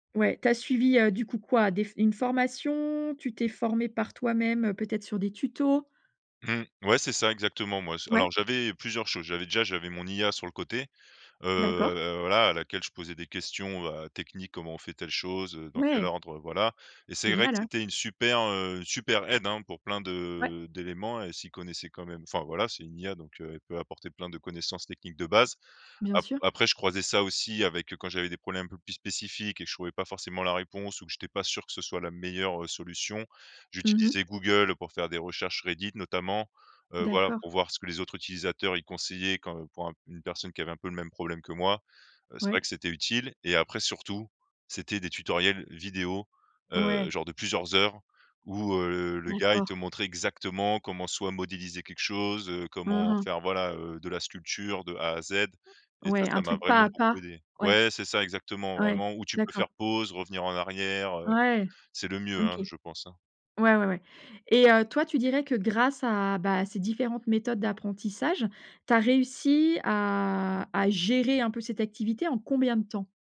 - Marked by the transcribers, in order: other background noise
- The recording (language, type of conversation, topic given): French, podcast, Parle-moi d’une compétence que tu as apprise par toi-même : comment as-tu commencé ?